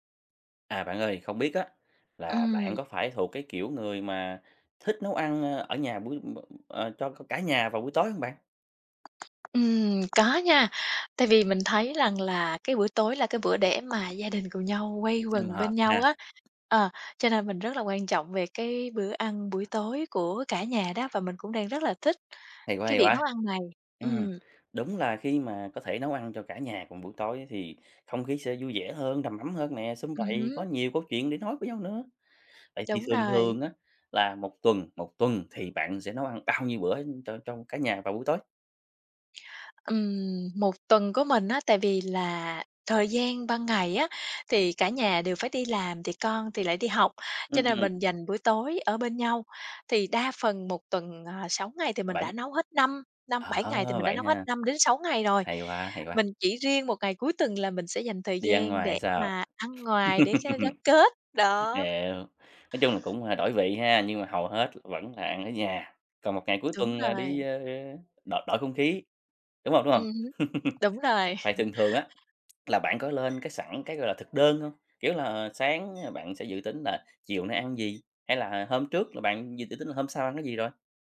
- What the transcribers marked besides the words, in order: tapping; other noise; other background noise; laugh; laugh; laugh
- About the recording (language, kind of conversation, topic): Vietnamese, podcast, Bạn chuẩn bị bữa tối cho cả nhà như thế nào?